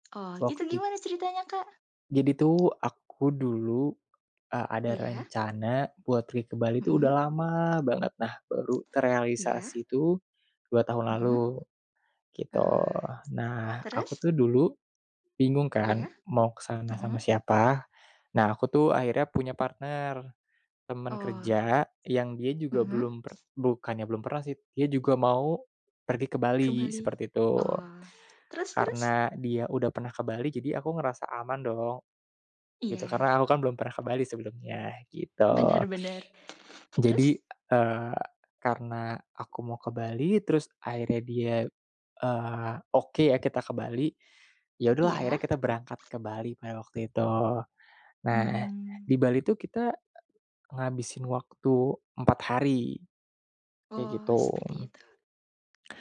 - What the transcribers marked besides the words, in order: other background noise; tapping
- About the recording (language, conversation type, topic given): Indonesian, podcast, Apa salah satu pengalaman perjalanan paling berkesan yang pernah kamu alami?